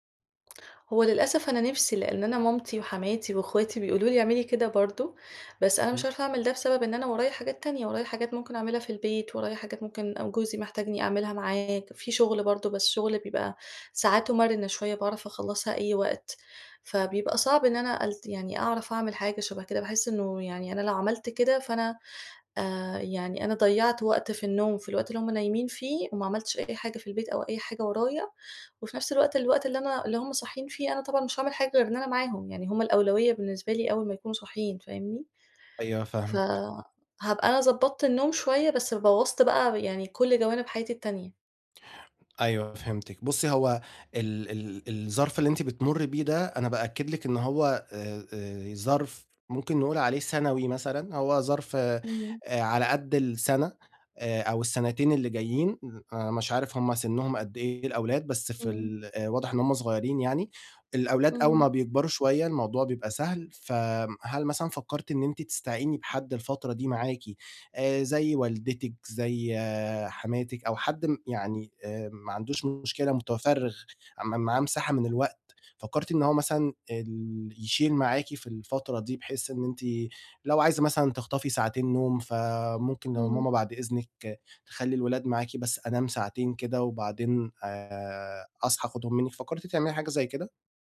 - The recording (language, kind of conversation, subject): Arabic, advice, إزاي أحسّن جودة نومي بالليل وأصحى الصبح بنشاط أكبر كل يوم؟
- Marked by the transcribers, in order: tapping; other background noise